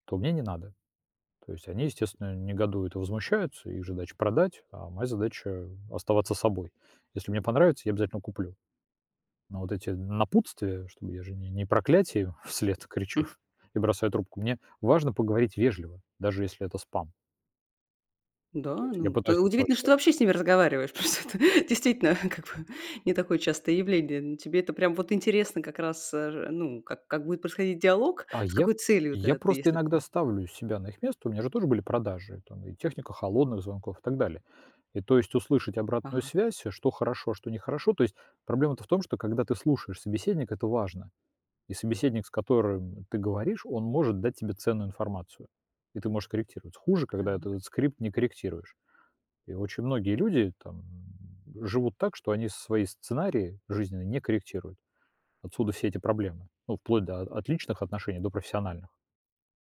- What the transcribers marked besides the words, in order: tapping; laughing while speaking: "потому что это, действительно, как бы"
- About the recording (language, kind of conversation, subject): Russian, podcast, Как реагировать на критику, не теряя самооценки?